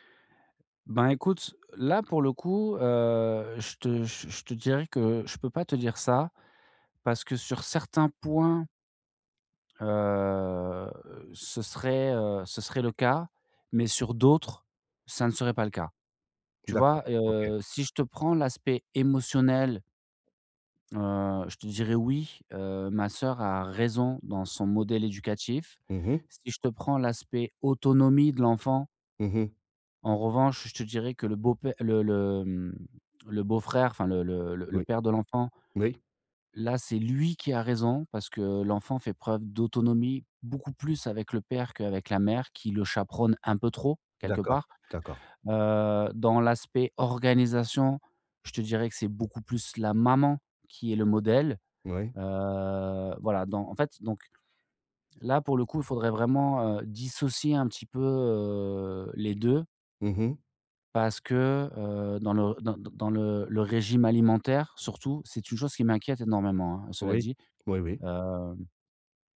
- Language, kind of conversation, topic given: French, advice, Comment régler calmement nos désaccords sur l’éducation de nos enfants ?
- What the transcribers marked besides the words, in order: drawn out: "heu"; stressed: "raison"; stressed: "lui"; stressed: "maman"; drawn out: "Heu"; drawn out: "heu"